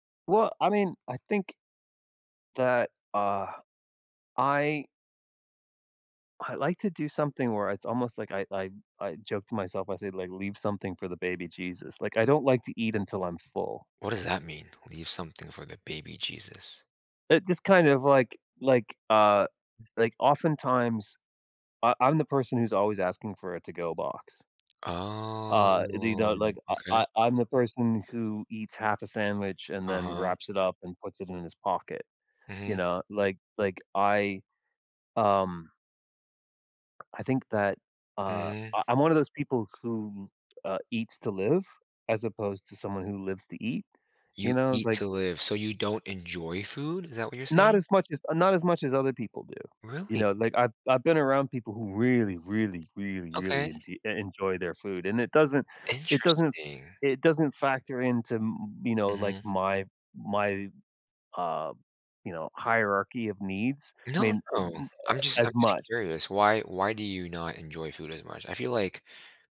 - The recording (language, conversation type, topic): English, unstructured, How should I handle my surprising little food rituals around others?
- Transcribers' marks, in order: drawn out: "Oh"